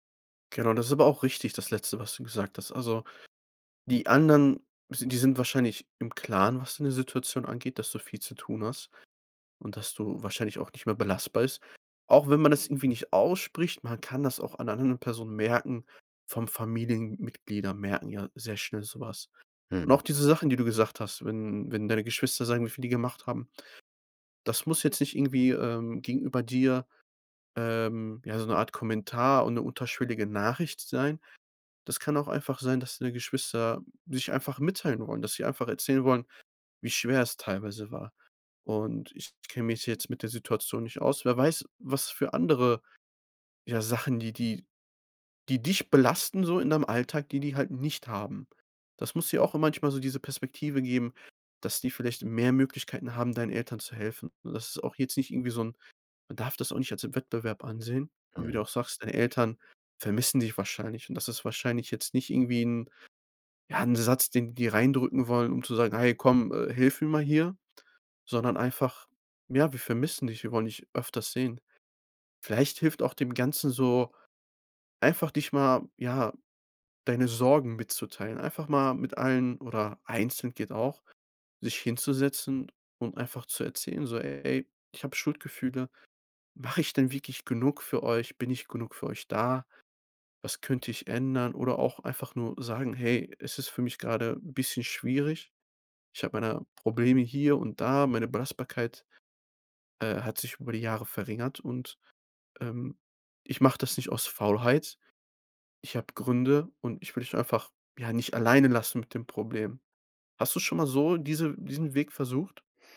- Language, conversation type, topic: German, advice, Wie kann ich mit Schuldgefühlen gegenüber meiner Familie umgehen, weil ich weniger belastbar bin?
- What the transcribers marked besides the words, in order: none